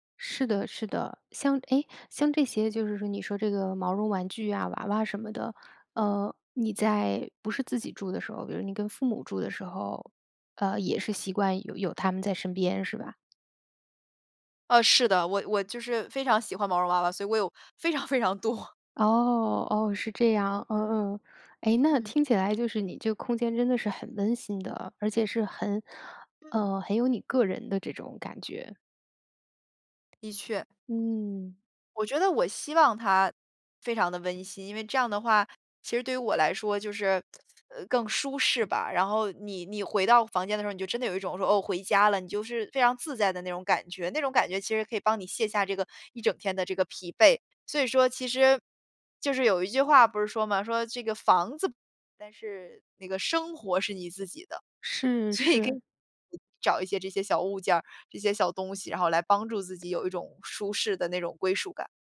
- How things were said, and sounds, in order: laughing while speaking: "非常 非常多"; unintelligible speech; laughing while speaking: "所以可以"; other background noise
- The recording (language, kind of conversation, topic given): Chinese, podcast, 有哪些简单的方法能让租来的房子更有家的感觉？